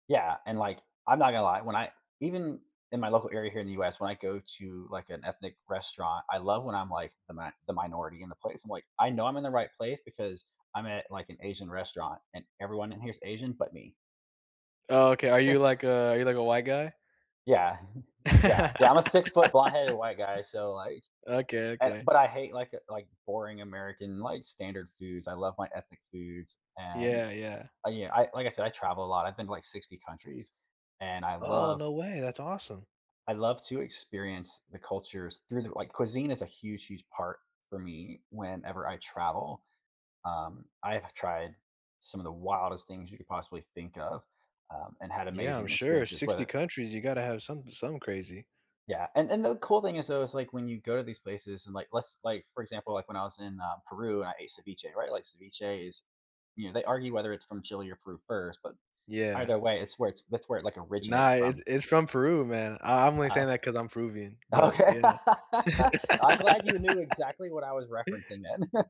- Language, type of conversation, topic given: English, unstructured, How does eating local help you map a culture and connect with people?
- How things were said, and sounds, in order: chuckle; chuckle; laugh; laughing while speaking: "Okay"; laugh; laugh; chuckle